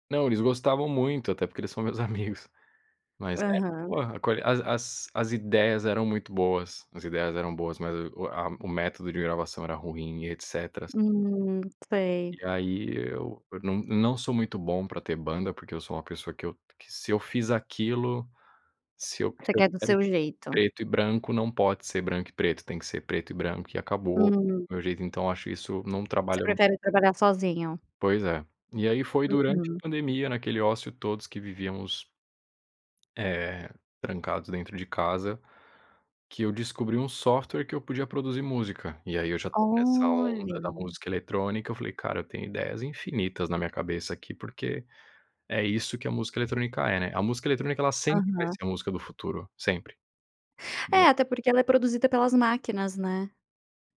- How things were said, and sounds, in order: laughing while speaking: "são meus amigos"; tapping; drawn out: "Olha"
- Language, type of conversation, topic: Portuguese, podcast, Como a música influenciou quem você é?